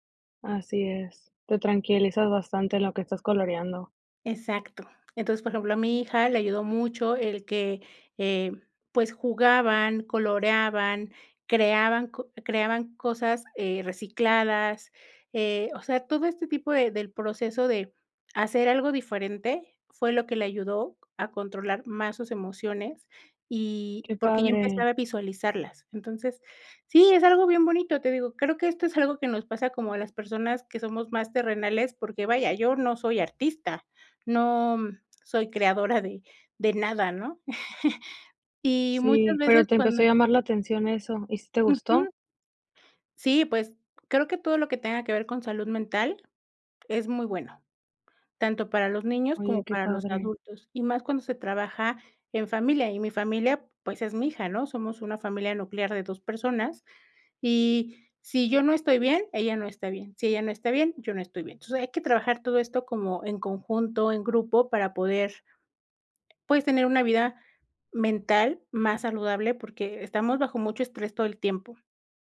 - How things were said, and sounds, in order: other noise; chuckle
- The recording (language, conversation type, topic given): Spanish, podcast, ¿Cómo conviertes una emoción en algo tangible?